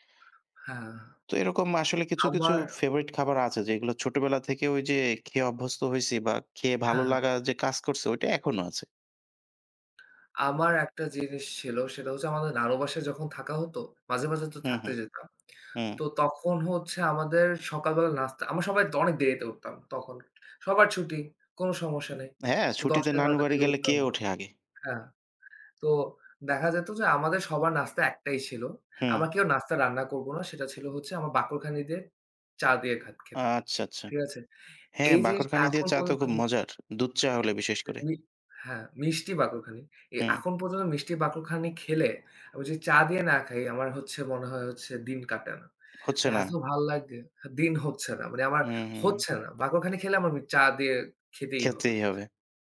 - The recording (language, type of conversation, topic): Bengali, unstructured, খাবার নিয়ে আপনার সবচেয়ে মজার স্মৃতিটি কী?
- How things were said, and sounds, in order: tapping; "দিকে" said as "দিগে"; "আমরা" said as "আমা"; unintelligible speech; unintelligible speech; other background noise